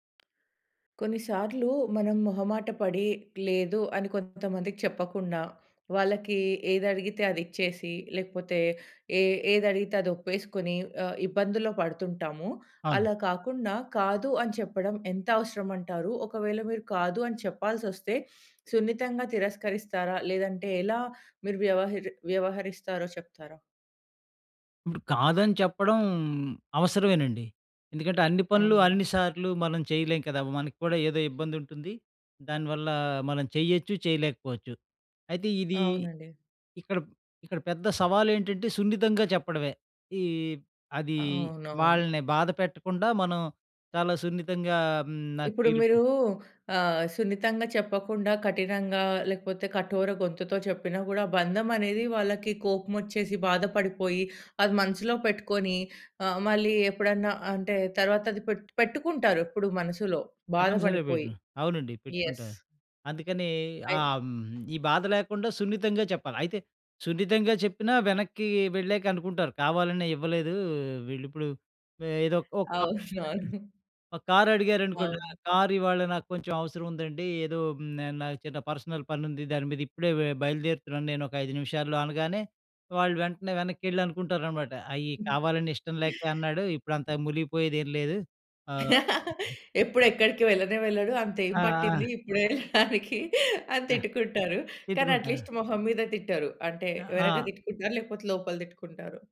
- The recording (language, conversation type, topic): Telugu, podcast, ఎలా సున్నితంగా ‘కాదు’ చెప్పాలి?
- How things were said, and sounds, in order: tapping; other noise; unintelligible speech; laughing while speaking: "అవునవును"; in English: "పర్సనల్"; other background noise; chuckle; laughing while speaking: "వెళ్ళడానికి అని తిట్టుకుంటారు"; in English: "అట్లీస్ట్"